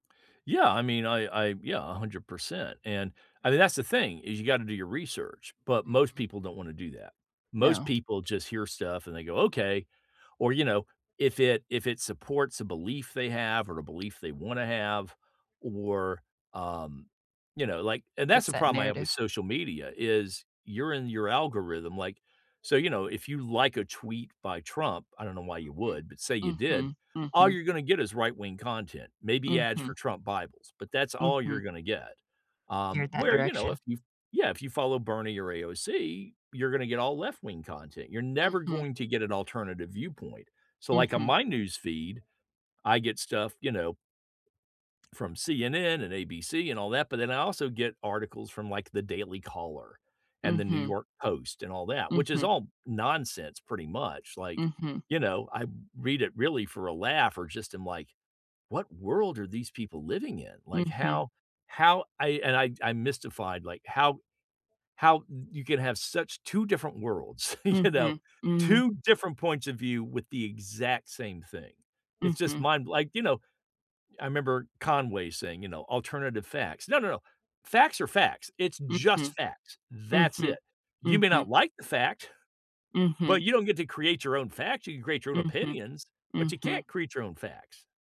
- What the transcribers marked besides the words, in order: tapping; laughing while speaking: "you know?"; stressed: "just"; scoff
- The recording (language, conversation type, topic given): English, unstructured, What is your view on fake news and how it affects us?
- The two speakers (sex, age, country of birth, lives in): female, 40-44, United States, United States; male, 65-69, United States, United States